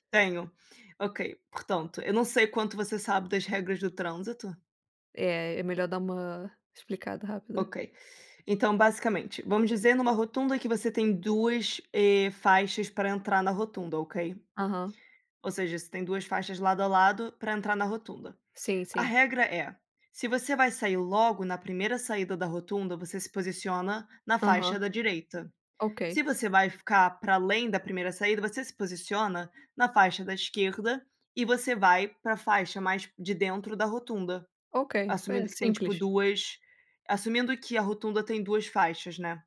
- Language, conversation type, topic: Portuguese, unstructured, O que mais te irrita no comportamento das pessoas no trânsito?
- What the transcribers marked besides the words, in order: none